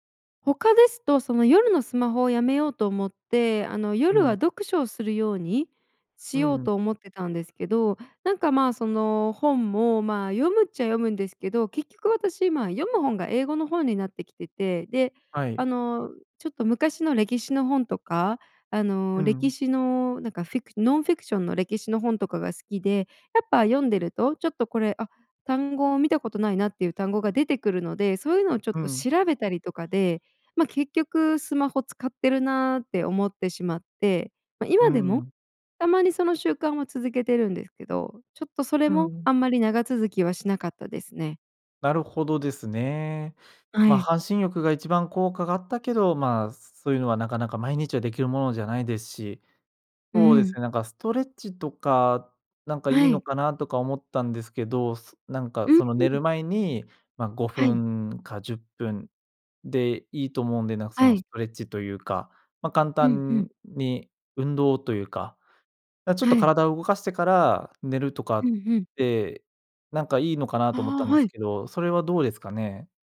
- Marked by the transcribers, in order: none
- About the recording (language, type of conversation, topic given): Japanese, advice, 布団に入ってから寝つけずに長時間ゴロゴロしてしまうのはなぜですか？